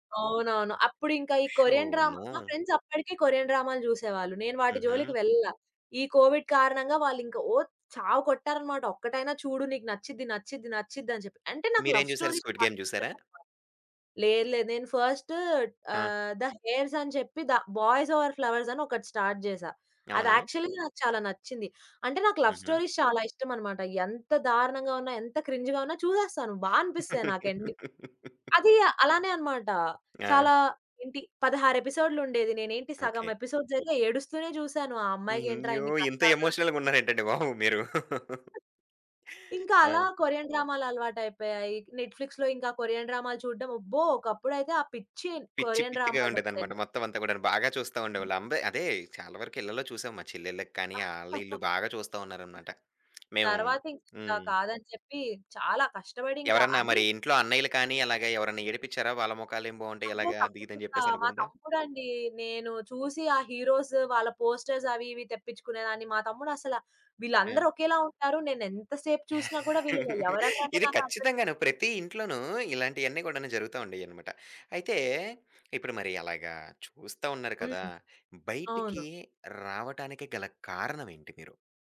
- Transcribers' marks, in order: in English: "ఫ్రెండ్స్"; in English: "కోవిడ్"; in English: "లవ్ స్టోరీస్"; in English: "స్టార్ట్"; in English: "యాక్చువల్లీ"; in English: "లవ్‌స్టోరీస్"; in English: "క్రింజ్‌గా"; chuckle; in English: "ఎపిసోడ్స్"; in English: "ఎమోషనల్‌గా"; laughing while speaking: "ఉన్నారేంటండి బాబు! మీరు"; other background noise; in English: "నెట్‌ఫిక్స్‌లో"; in English: "కొరియన్‌డ్రామాస్"; chuckle; tapping; in English: "హీరోస్"; in English: "పోస్టర్స్"; giggle
- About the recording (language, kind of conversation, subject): Telugu, podcast, మీ స్క్రీన్ టైమ్‌ను నియంత్రించడానికి మీరు ఎలాంటి పరిమితులు లేదా నియమాలు పాటిస్తారు?